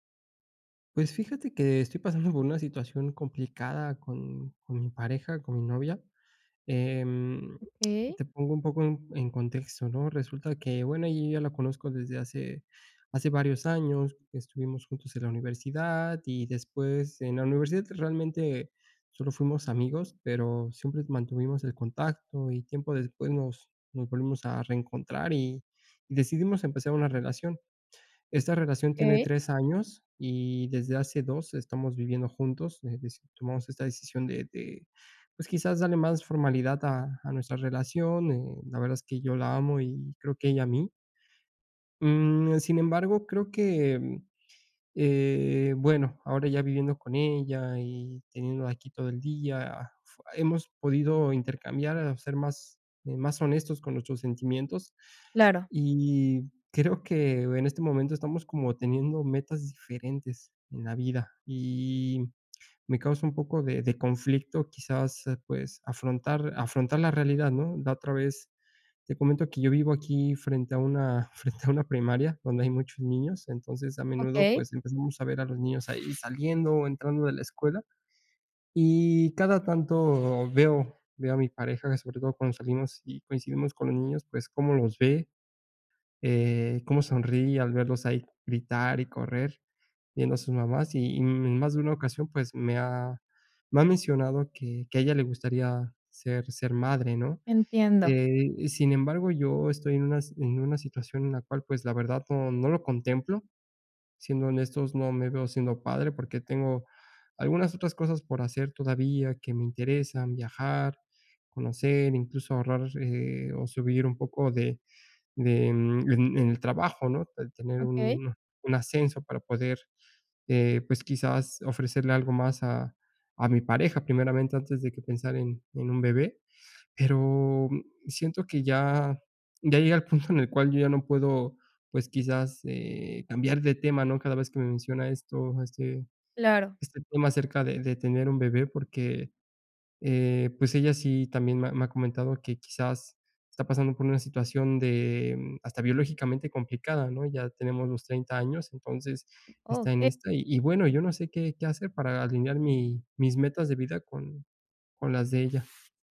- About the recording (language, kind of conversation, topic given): Spanish, advice, ¿Cómo podemos alinear nuestras metas de vida y prioridades como pareja?
- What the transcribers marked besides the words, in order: unintelligible speech; laughing while speaking: "creo"; laughing while speaking: "frente a una"; laughing while speaking: "el"; other background noise